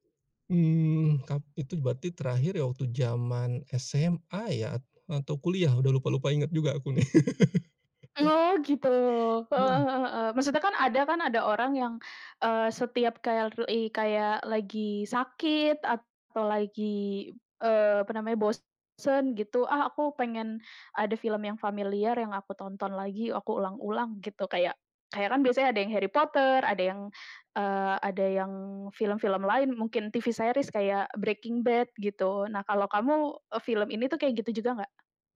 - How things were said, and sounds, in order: laughing while speaking: "nih"; chuckle; other background noise; tapping; in English: "series"
- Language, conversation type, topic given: Indonesian, podcast, Film apa yang paling berkesan buat kamu, dan kenapa begitu?